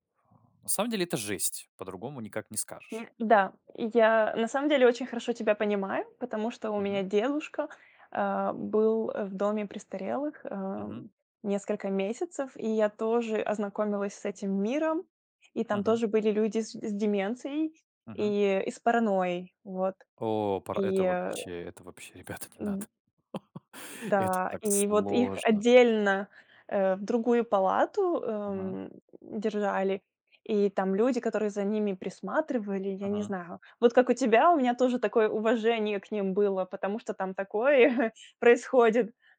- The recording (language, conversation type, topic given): Russian, podcast, Какой рабочий опыт сильно тебя изменил?
- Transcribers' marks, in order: chuckle; drawn out: "сложно"; stressed: "такое"; chuckle